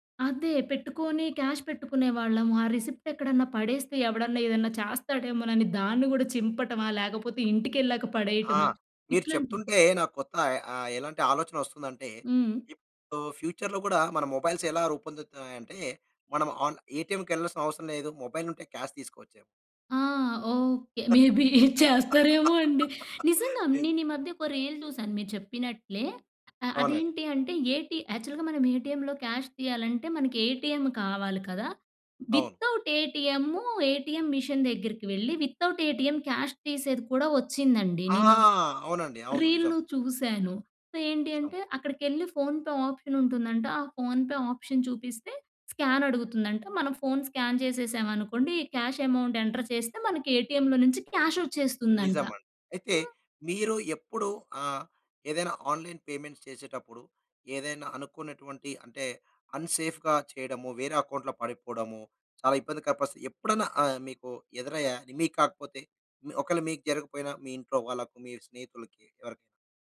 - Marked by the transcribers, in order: in English: "క్యాష్"; in English: "రిసిప్ట్"; in English: "ఫ్యూచర్‌లో"; in English: "మొబైల్స్"; in English: "మొబైల్"; in English: "క్యాష్"; laughing while speaking: "మే బీ చేస్తారేమో అండి"; in English: "మే బీ"; laugh; in English: "రీల్"; in English: "యాక్చువల్‌గా"; in English: "ఏటీఎంలో క్యాష్"; in English: "ఏటీఎం"; in English: "వితౌట్"; in English: "ఏటీఎం మిషన్"; in English: "వితౌట్ ఏటీఎం క్యాష్"; in English: "ఫోన్ పే ఆప్షన్"; in English: "ఫోన్ ఆప్షన్"; in English: "స్కాన్"; in English: "స్కాన్"; in English: "క్యాష్ అమౌంట్ ఎంటర్"; in English: "ఏటీఎంలో"; in English: "ఆన్‌లైన్ పేమెంట్స్"; in English: "అన్‌సేఫ్‌గా"
- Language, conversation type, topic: Telugu, podcast, ఆన్‌లైన్ చెల్లింపులు సురక్షితంగా చేయాలంటే మీ అభిప్రాయం ప్రకారం అత్యంత ముఖ్యమైన జాగ్రత్త ఏమిటి?